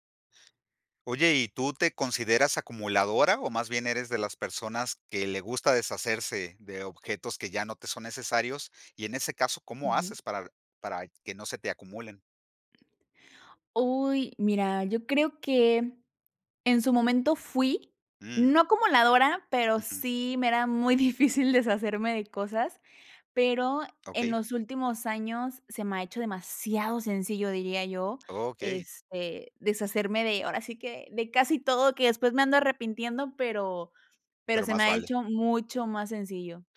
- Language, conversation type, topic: Spanish, podcast, ¿Cómo haces para no acumular objetos innecesarios?
- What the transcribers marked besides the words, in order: other noise; laughing while speaking: "difícil deshacerme de cosas"; other background noise